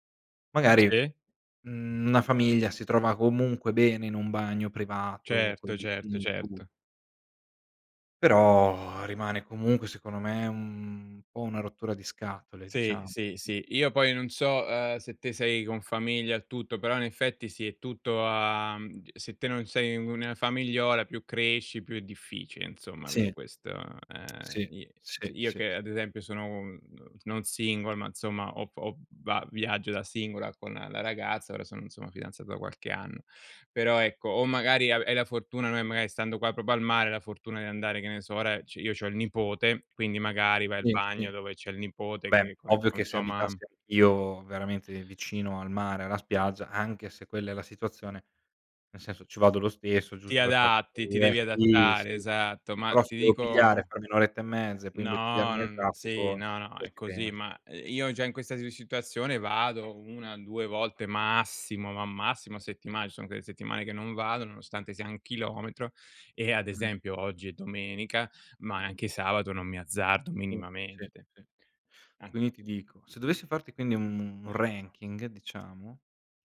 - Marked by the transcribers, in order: unintelligible speech; exhale; "secondo" said as "secono"; "insomma" said as "nzomma"; "proprio" said as "propo"; "Sì" said as "ì"; unintelligible speech; "sì" said as "tì"; unintelligible speech; tapping; "Quindi" said as "Quini"; in English: "ranking"
- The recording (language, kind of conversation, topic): Italian, unstructured, Cosa preferisci tra mare, montagna e città?
- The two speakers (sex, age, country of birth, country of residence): male, 25-29, Italy, Italy; male, 40-44, Italy, Italy